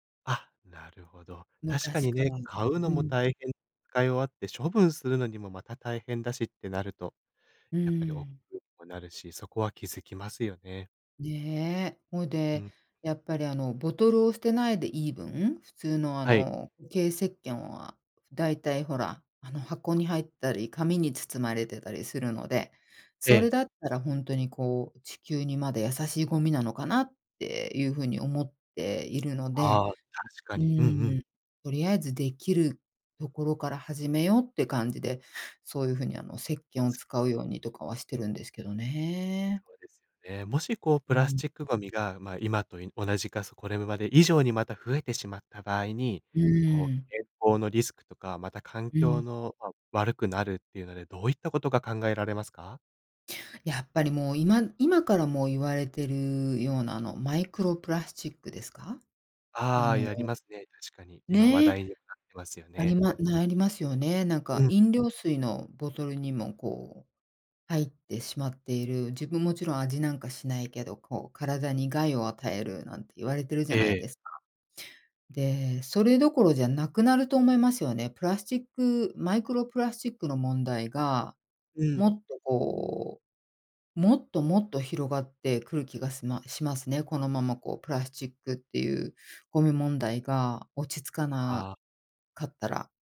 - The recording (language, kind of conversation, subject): Japanese, podcast, プラスチックごみの問題について、あなたはどう考えますか？
- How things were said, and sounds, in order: tapping